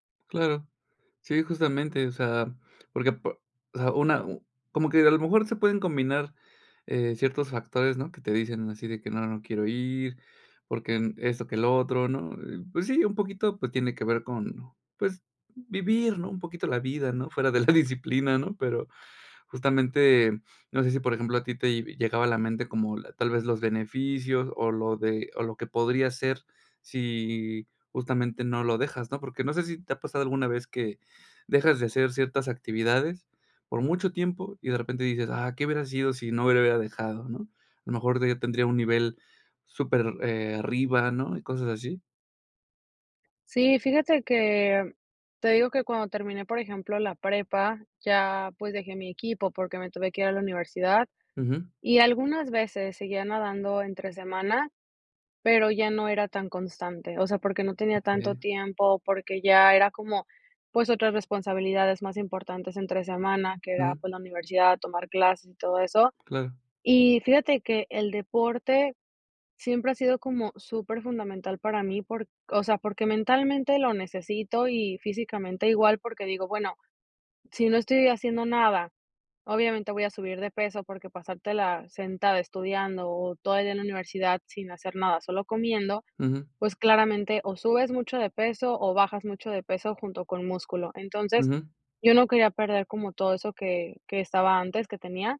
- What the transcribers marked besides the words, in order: chuckle
- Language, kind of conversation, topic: Spanish, podcast, ¿Qué papel tiene la disciplina frente a la motivación para ti?